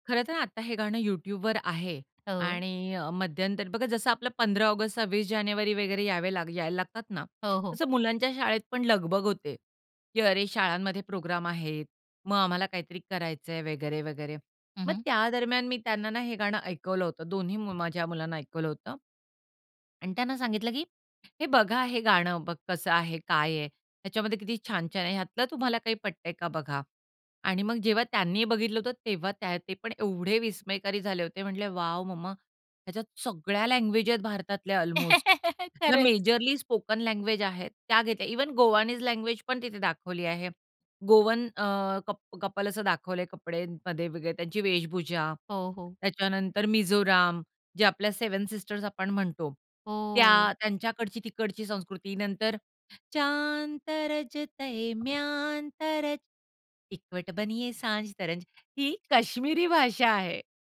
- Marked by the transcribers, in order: other background noise; tapping; chuckle; in English: "स्पोकन लँग्वेज"; unintelligible speech; in English: "सेवेन सिस्टर्स"; singing: "चांद तराजतयं म्यानतरज ईकवट बनिये सांज तरंज"; laughing while speaking: "काश्मिरी भाषा आहे"
- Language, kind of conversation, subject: Marathi, podcast, लहानपणी ऐकलेल्या गाण्यांबद्दल तुम्हाला काय आठवतं?